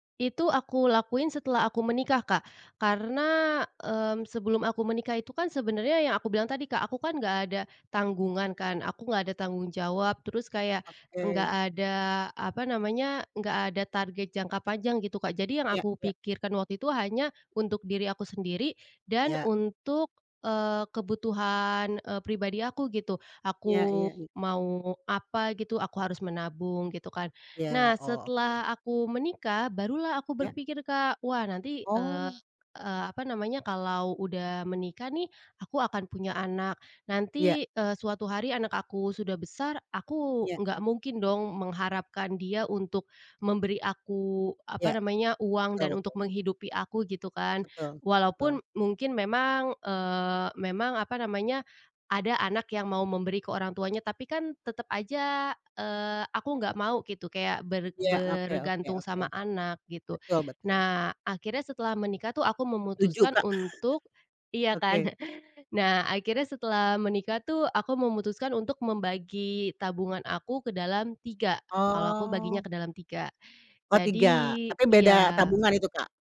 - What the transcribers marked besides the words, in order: chuckle; drawn out: "Oh"
- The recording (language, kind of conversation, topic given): Indonesian, podcast, Bagaimana caramu menahan godaan belanja impulsif demi menambah tabungan?